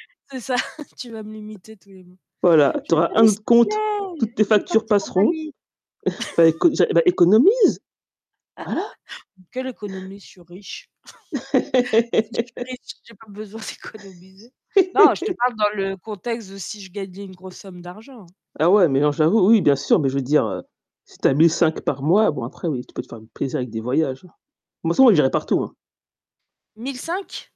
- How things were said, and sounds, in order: static; other background noise; chuckle; tapping; distorted speech; chuckle; laugh; unintelligible speech; unintelligible speech
- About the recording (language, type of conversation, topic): French, unstructured, Que ferais-tu si tu gagnais une grosse somme d’argent demain ?